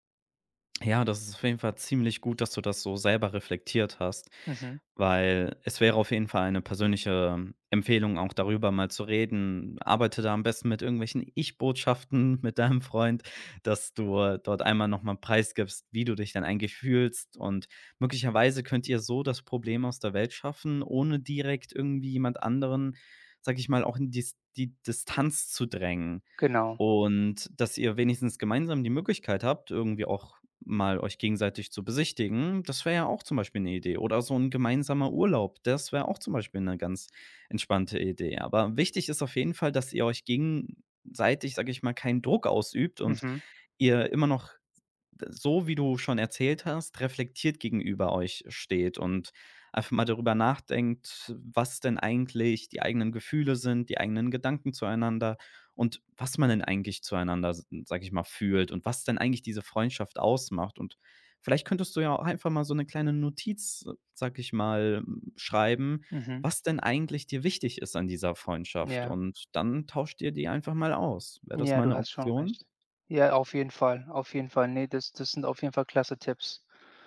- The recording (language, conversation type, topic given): German, advice, Warum fühlen sich alte Freundschaften nach meinem Umzug plötzlich fremd an, und wie kann ich aus der Isolation herausfinden?
- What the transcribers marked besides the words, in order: laughing while speaking: "deinem"; tapping; other background noise